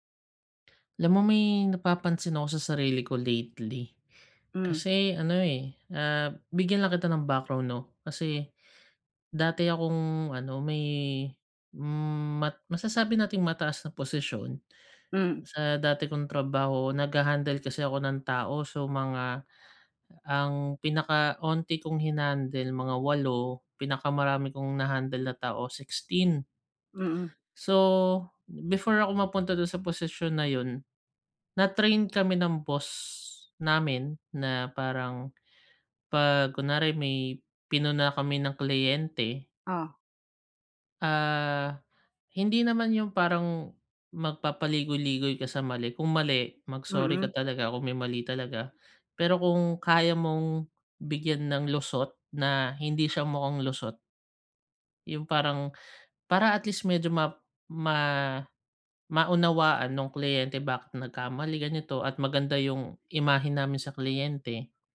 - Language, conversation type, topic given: Filipino, advice, Paano ko tatanggapin ang konstruktibong puna nang hindi nasasaktan at matuto mula rito?
- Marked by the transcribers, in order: none